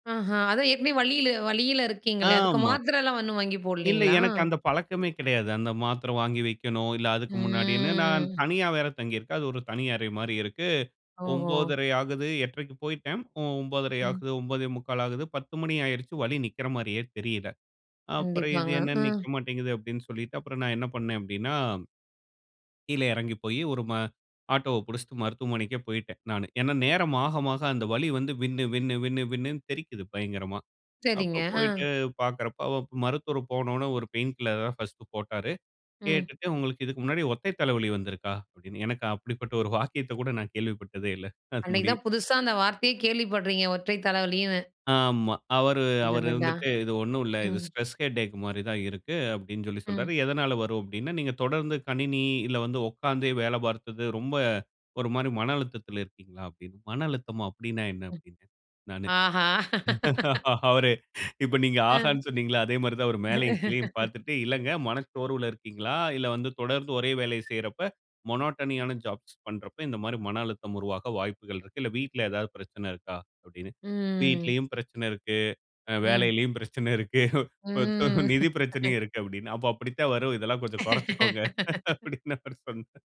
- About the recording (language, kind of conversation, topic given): Tamil, podcast, உங்கள் உடலுக்கு உண்மையில் ஓய்வு தேவைப்படுகிறதா என்பதை எப்படித் தீர்மானிக்கிறீர்கள்?
- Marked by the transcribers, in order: drawn out: "ஆமா"; drawn out: "ம்"; in English: "பெயின் கில்லர்"; laughing while speaking: "அது முடியும்"; drawn out: "ஆமா"; in English: "ஸ்ட்ரெஸ் ஹெடேக்"; laugh; laugh; in English: "மோனோட்டனியான ஜாப்ஸ்"; drawn out: "ம்"; laughing while speaking: "வேலையிலும் பிரச்சன இருக்கு. கொஞ்சம் நிதி … அப்டின்னு அவரு சொன்னார்"; chuckle; laugh